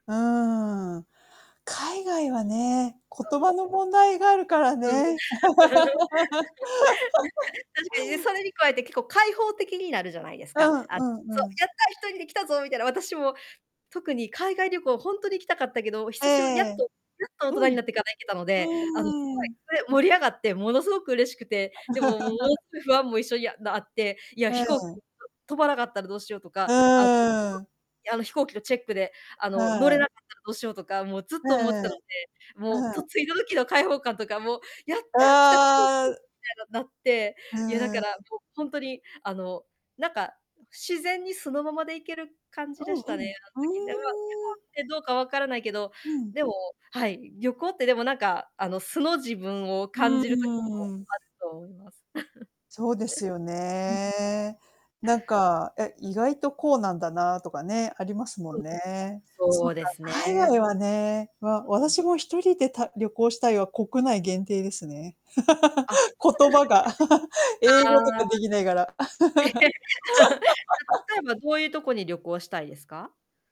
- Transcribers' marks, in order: static; distorted speech; laugh; laugh; chuckle; laugh
- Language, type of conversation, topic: Japanese, unstructured, どんなときに自分らしくいられますか？